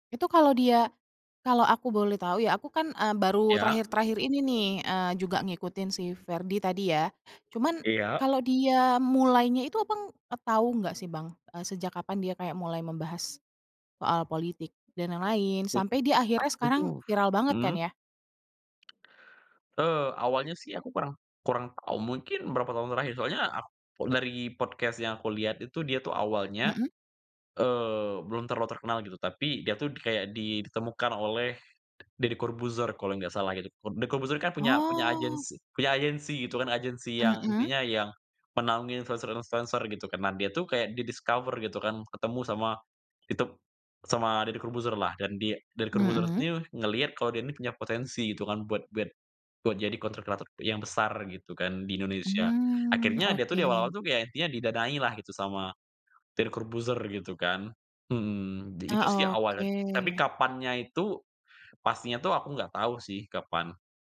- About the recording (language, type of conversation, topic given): Indonesian, podcast, Apa yang membuat seorang influencer menjadi populer menurutmu?
- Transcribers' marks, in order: other background noise; in English: "influencer-influencer"; in English: "discover"; in English: "content creator"